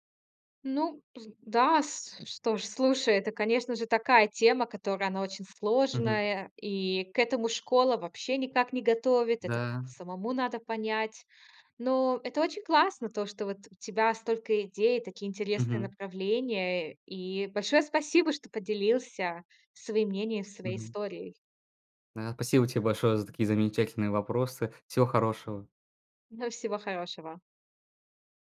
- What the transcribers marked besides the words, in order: none
- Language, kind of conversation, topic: Russian, podcast, Как выбрать работу, если не знаешь, чем заняться?